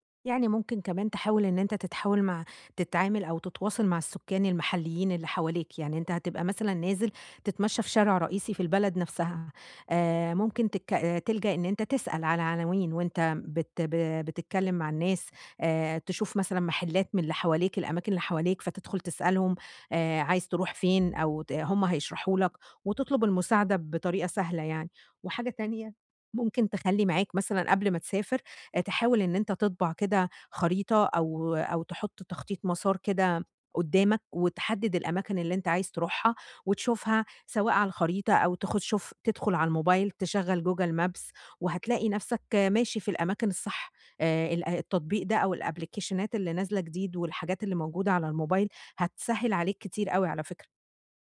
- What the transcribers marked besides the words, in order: in English: "الأبليكيشنات"
- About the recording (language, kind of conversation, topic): Arabic, advice, إزاي أتنقل بأمان وثقة في أماكن مش مألوفة؟